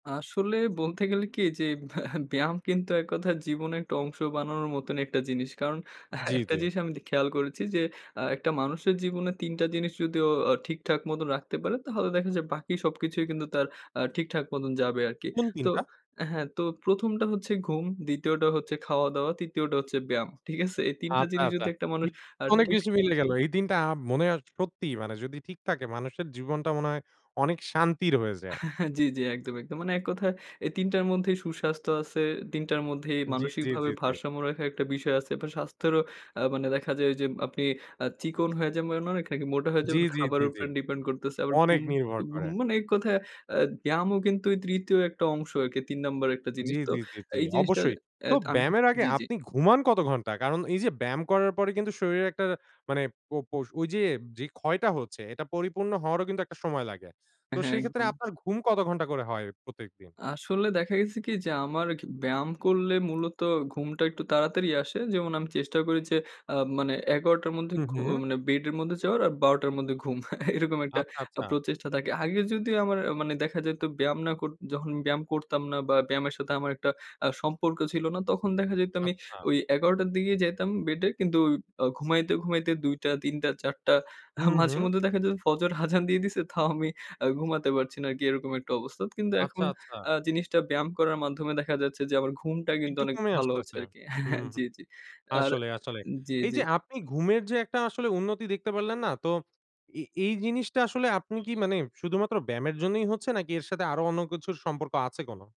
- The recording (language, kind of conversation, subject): Bengali, podcast, আপনি কীভাবে ব্যায়ামকে দৈনন্দিন জীবনের অংশ বানান?
- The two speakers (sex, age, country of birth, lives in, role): male, 20-24, Bangladesh, Bangladesh, guest; male, 25-29, Bangladesh, Bangladesh, host
- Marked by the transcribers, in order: laughing while speaking: "ব্যা ব্যায়াম"; laughing while speaking: "আ হ্যাঁ"; background speech; chuckle; other background noise; chuckle; laughing while speaking: "আ"; laughing while speaking: "আযান দিয়ে দিছে, তাও আমি আ"; horn; laughing while speaking: "হ্যাঁ, হ্যাঁ"; bird